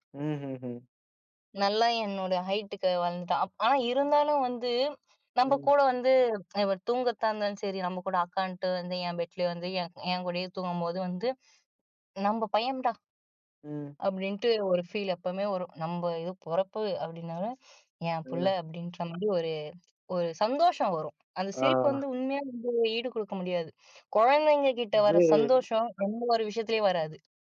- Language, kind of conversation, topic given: Tamil, podcast, கடைசியாக உங்களைச் சிரிக்க வைத்த சின்ன தருணம் என்ன?
- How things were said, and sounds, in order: tsk; "பையம்டா" said as "பையன்டா"; drawn out: "ம்"; drawn out: "ஆ"; drawn out: "இது"